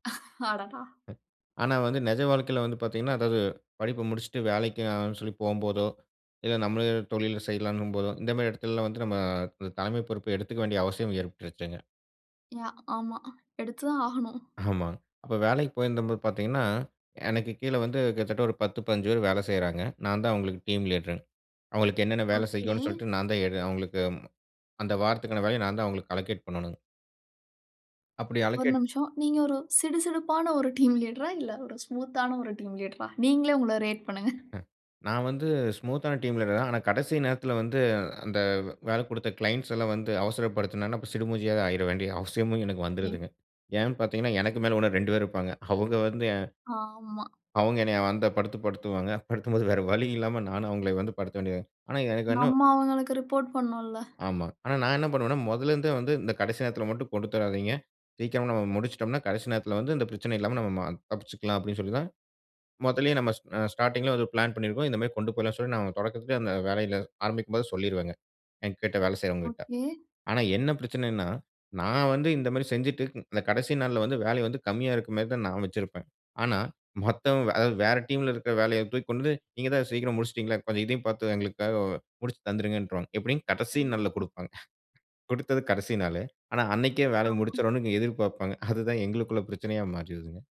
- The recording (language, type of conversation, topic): Tamil, podcast, ஒரு தலைவராக மக்கள் நம்பிக்கையைப் பெற நீங்கள் என்ன செய்கிறீர்கள்?
- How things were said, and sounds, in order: chuckle; other noise; in English: "யா!"; in English: "டீம் லீடர்ங்"; in English: "அலோகேட்"; in English: "அலோகேட்"; laughing while speaking: "நீங்க ஒரு சிடுசிடுப்பான ஒரு டீம் … உங்கள ரேட் பண்ணுங்க"; in English: "டீம் லீட்ரா?"; in English: "ஸ்மூத்‌தான"; in English: "டீம் லீட்ரா?"; in English: "ரேட்"; tapping; in English: "ஸ்மூத்‌தான டீம் லீடர்"; in English: "க்ளைண்ட்ஸ்"; unintelligible speech; in English: "ஓனர்"; laughing while speaking: "படுத்தும்போது வேற வழி இல்லாம நானும்"; in English: "ரிப்போர்ட்"; in English: "ஸ்டார்டிங்‌ல"; in English: "பிளான்"; unintelligible speech; in English: "டீம்‌ல"; chuckle; chuckle